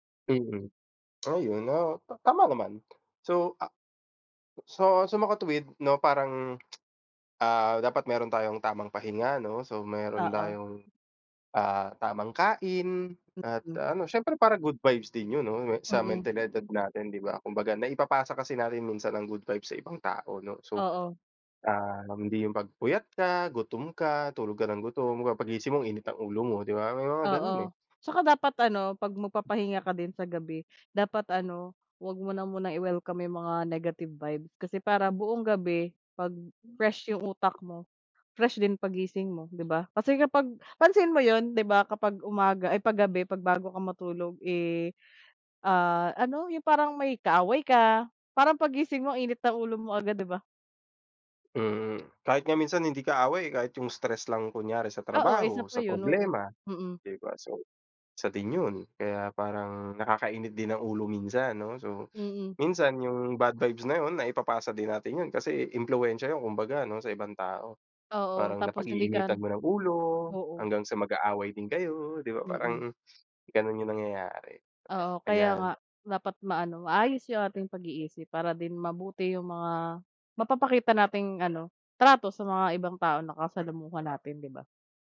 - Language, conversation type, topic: Filipino, unstructured, Paano mo ipinapakita ang kabutihan sa araw-araw?
- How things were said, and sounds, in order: other noise; tapping; in English: "good vibes"; in English: "good vibes"; in English: "negative vibe"; other background noise; in English: "bad vibes"; dog barking